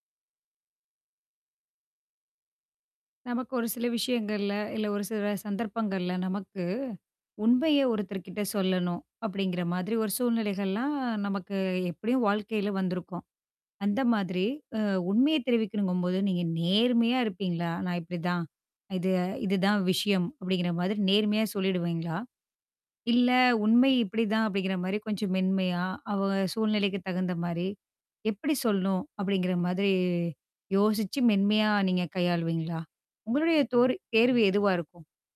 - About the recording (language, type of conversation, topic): Tamil, podcast, ஒருவருக்கு உண்மையைச் சொல்லும்போது நேர்மையாகச் சொல்லலாமா, மென்மையாகச் சொல்லலாமா என்பதை நீங்கள் எப்படித் தேர்வு செய்வீர்கள்?
- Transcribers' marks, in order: static